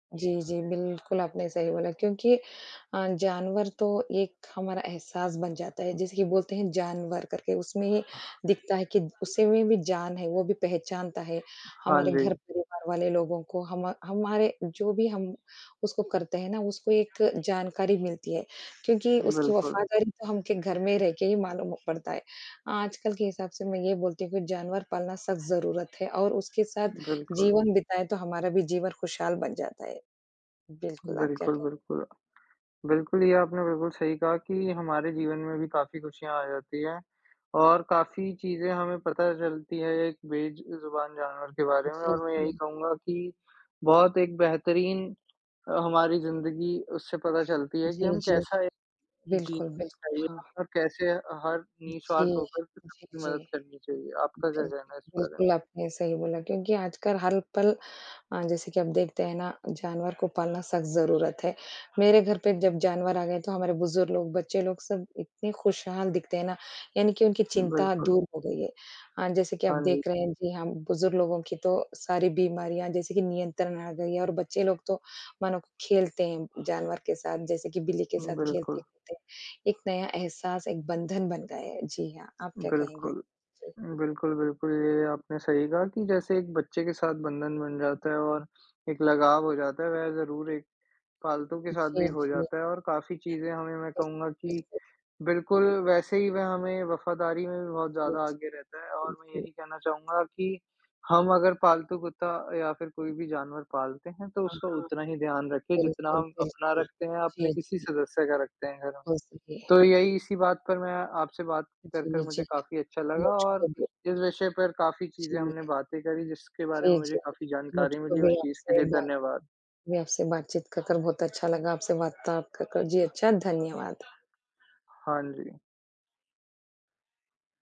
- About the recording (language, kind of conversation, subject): Hindi, unstructured, जानवरों को पालने से आपके जीवन में क्या बदलाव आए हैं?
- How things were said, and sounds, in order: other background noise; tapping; other noise